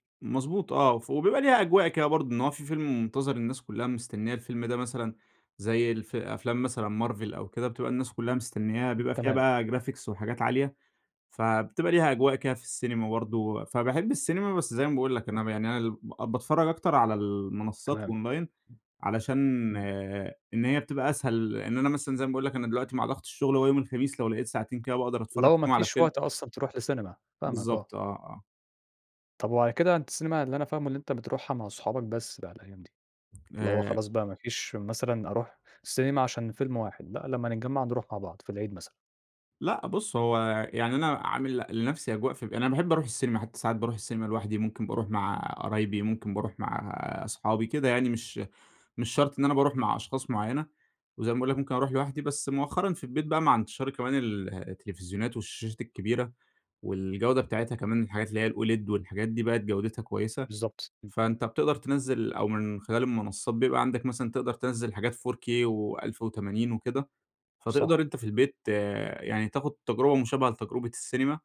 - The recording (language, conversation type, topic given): Arabic, podcast, إيه اللي بتحبه أكتر: تروح السينما ولا تتفرّج أونلاين في البيت؟ وليه؟
- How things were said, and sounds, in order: in English: "Graphics"; in English: "أونلاين"; tapping; other background noise; in English: "الOLED"; in English: "4K"